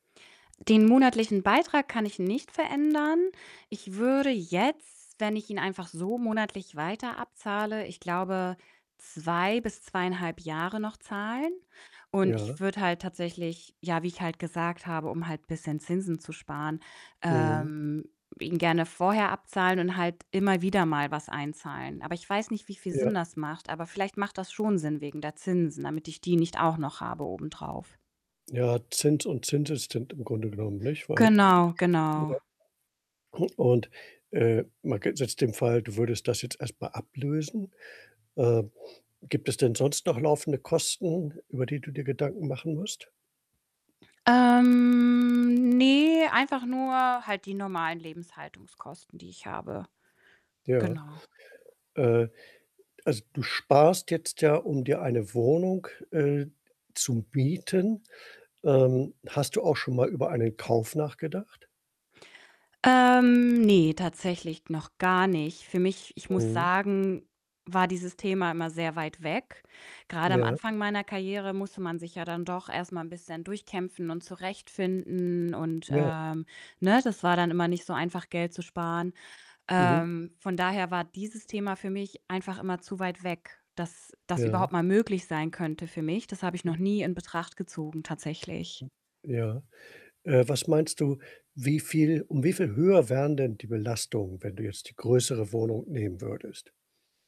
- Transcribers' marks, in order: distorted speech; static; other background noise; tapping; "Zinseszins" said as "Zinseszin"; other noise; drawn out: "Ähm"
- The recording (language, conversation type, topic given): German, advice, Welche Schwierigkeiten hast du beim Sparen für die Anzahlung auf eine Wohnung?